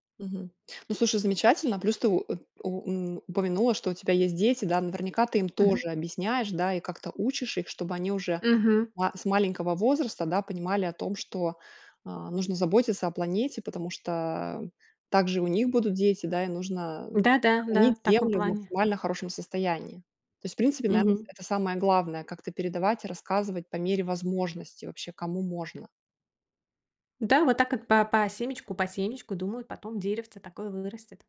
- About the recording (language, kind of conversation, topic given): Russian, podcast, Как обычному человеку уменьшить свой углеродный след?
- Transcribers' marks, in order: none